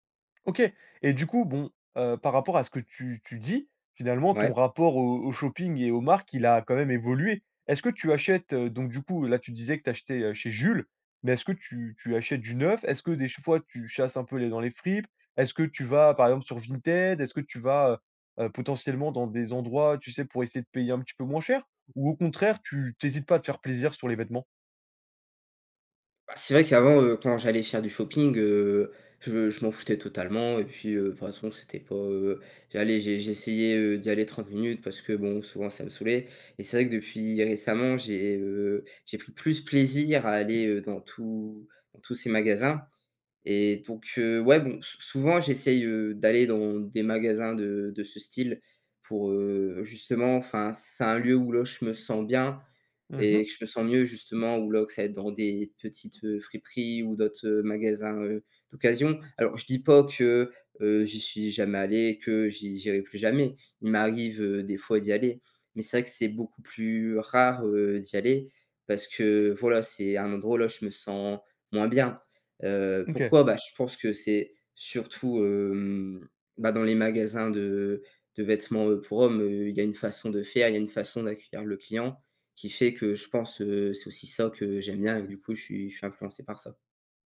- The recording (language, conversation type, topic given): French, podcast, Comment ton style vestimentaire a-t-il évolué au fil des années ?
- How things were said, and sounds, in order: tapping